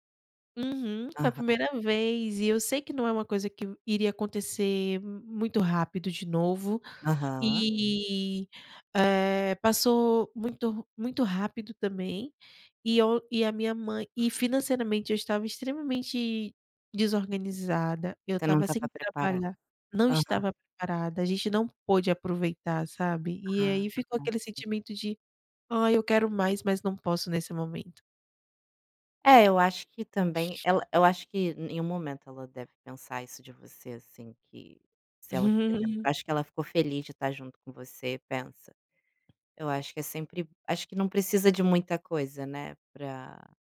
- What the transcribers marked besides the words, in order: other background noise; chuckle; tapping
- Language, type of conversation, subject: Portuguese, advice, Como você tem vivido a saudade intensa da sua família e das redes de apoio que tinha antes?